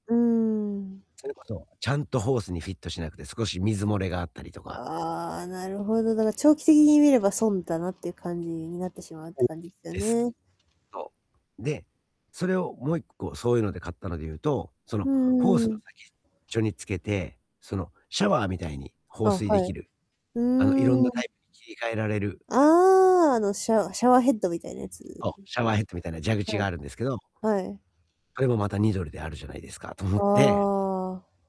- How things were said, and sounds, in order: static; distorted speech; laughing while speaking: "と思って"
- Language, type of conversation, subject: Japanese, advice, どうすれば無駄な買い物を我慢して満足できるでしょうか？